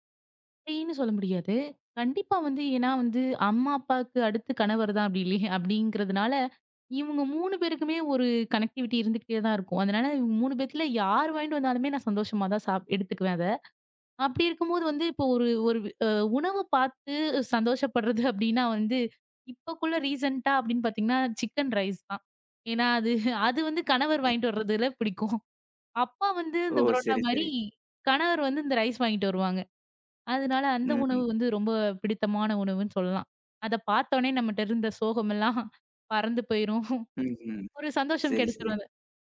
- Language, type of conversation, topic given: Tamil, podcast, அழுத்தமான நேரத்தில் உங்களுக்கு ஆறுதலாக இருந்த உணவு எது?
- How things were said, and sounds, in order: in English: "கனக்டிவிட்டி"; in English: "ரீஸண்ட்டா"; in English: "ரைஸ்"; other noise; chuckle; in another language: "ரைஸ்"; chuckle